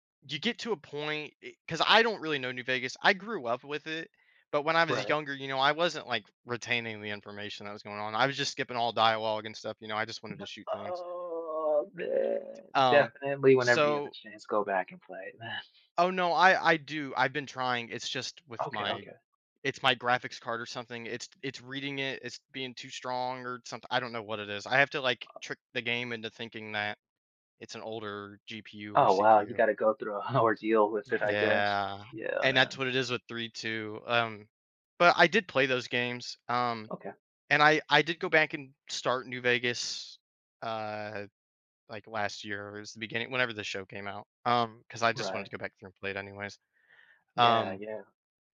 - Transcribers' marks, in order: drawn out: "Nuh oh, man"; chuckle; other background noise
- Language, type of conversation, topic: English, unstructured, How can playing video games help us become more adaptable in real life?
- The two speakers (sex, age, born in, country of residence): male, 20-24, United States, United States; male, 35-39, United States, United States